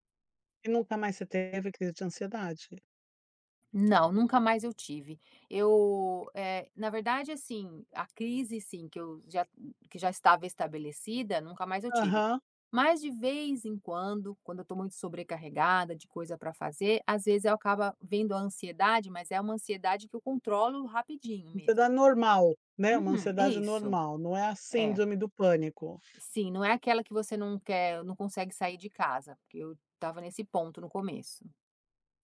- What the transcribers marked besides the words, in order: tapping; other background noise
- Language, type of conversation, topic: Portuguese, podcast, Como você encaixa o autocuidado na correria do dia a dia?